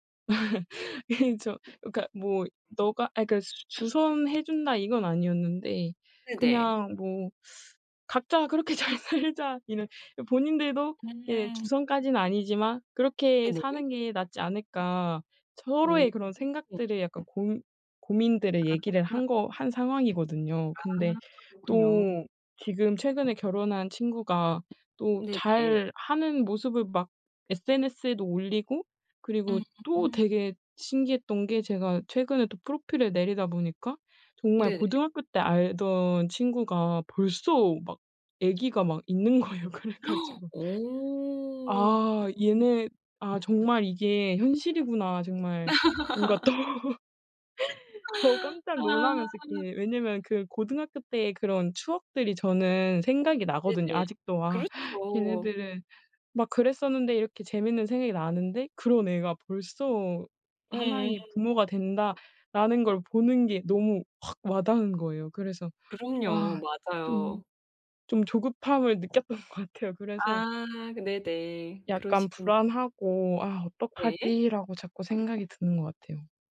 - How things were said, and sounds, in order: laugh; laughing while speaking: "이"; other background noise; laughing while speaking: "잘 살자"; laughing while speaking: "거예요. 그래 가지고"; gasp; drawn out: "어"; laugh; laughing while speaking: "또"; laughing while speaking: "것 같아요"
- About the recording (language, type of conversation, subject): Korean, advice, 또래와 비교해서 불안할 때 마음을 안정시키는 방법은 무엇인가요?